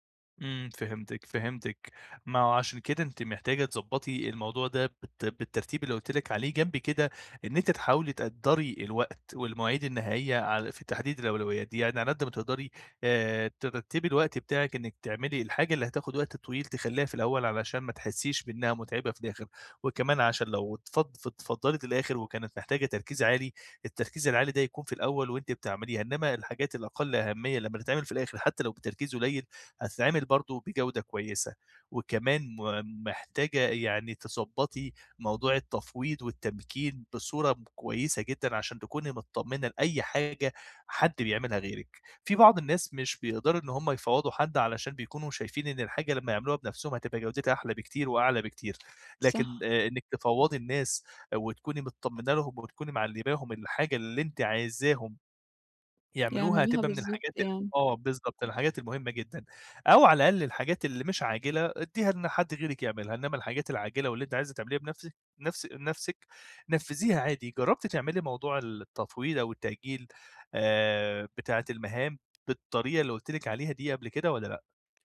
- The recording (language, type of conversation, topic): Arabic, advice, إزاي أرتّب مهامي حسب الأهمية والإلحاح؟
- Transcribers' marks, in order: other background noise; tapping